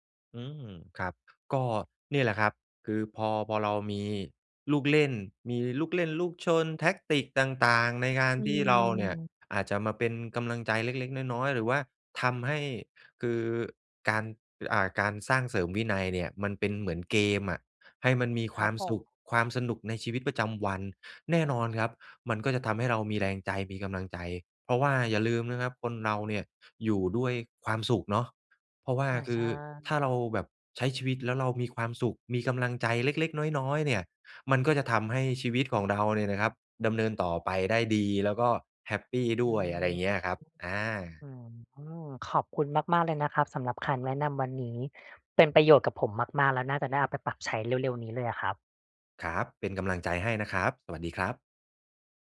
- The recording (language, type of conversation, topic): Thai, advice, จะทำอย่างไรให้มีวินัยการใช้เงินและหยุดใช้จ่ายเกินงบได้?
- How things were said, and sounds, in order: in English: "แทกติก"